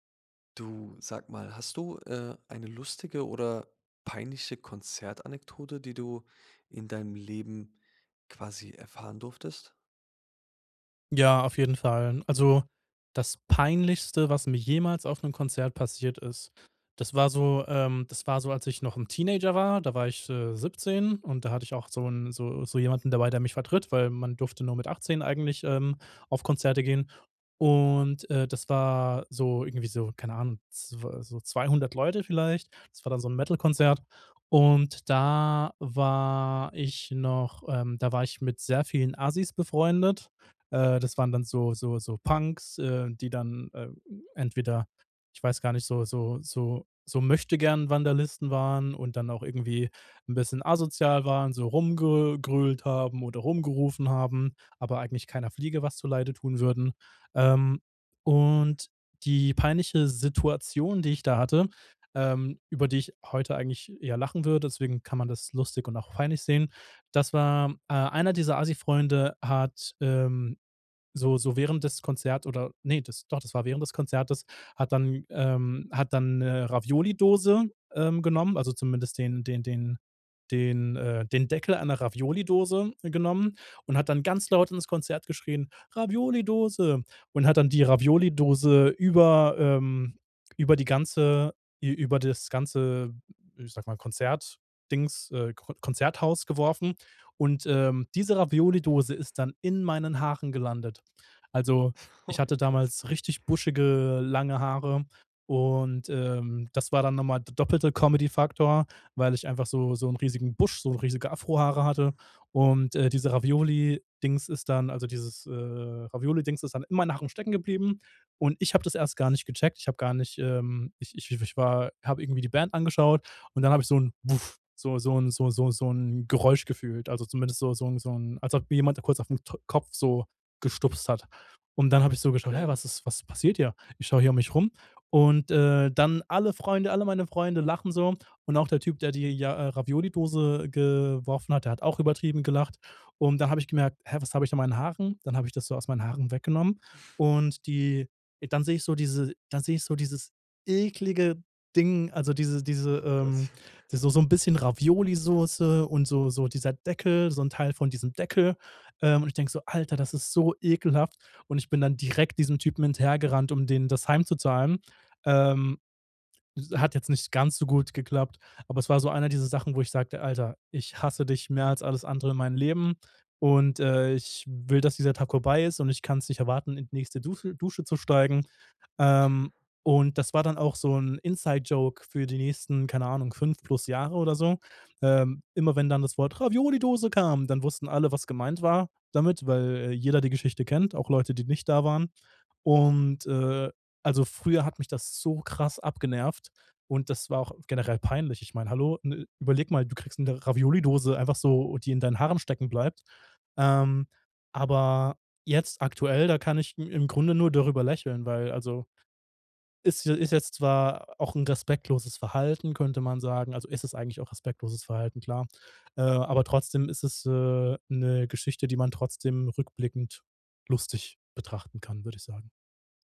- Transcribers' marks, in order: chuckle; put-on voice: "Ravioli-Dose"; chuckle; laughing while speaking: "Oh mein Gott"; chuckle; chuckle; chuckle; chuckle; in English: "Inside-Joke"; put-on voice: "Ravioli-Dose"
- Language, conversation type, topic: German, podcast, Hast du eine lustige oder peinliche Konzertanekdote aus deinem Leben?